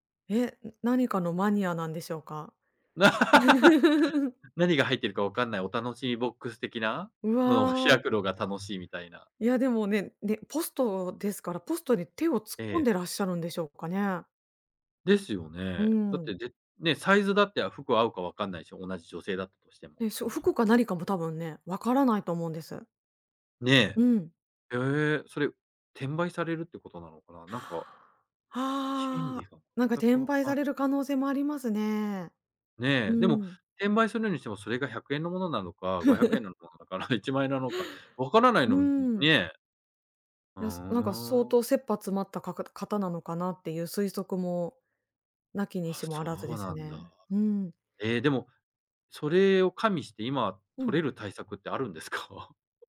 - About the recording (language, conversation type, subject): Japanese, podcast, 荷物が届かなかったとき、どうやって乗り切りましたか？
- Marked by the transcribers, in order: laugh; giggle; breath; giggle; laughing while speaking: "あるんですか？"